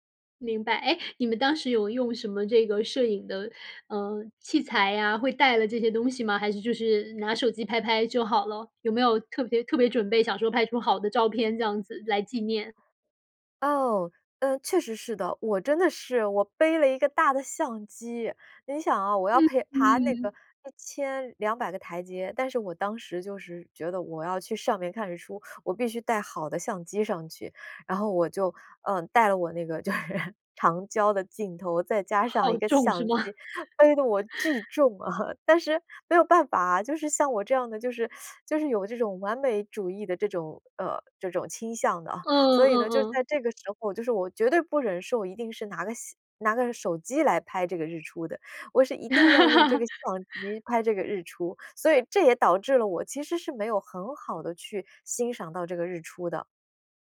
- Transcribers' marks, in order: laughing while speaking: "就是"; laughing while speaking: "巨重啊"; laugh; teeth sucking; laugh
- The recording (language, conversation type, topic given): Chinese, podcast, 你会如何形容站在山顶看日出时的感受？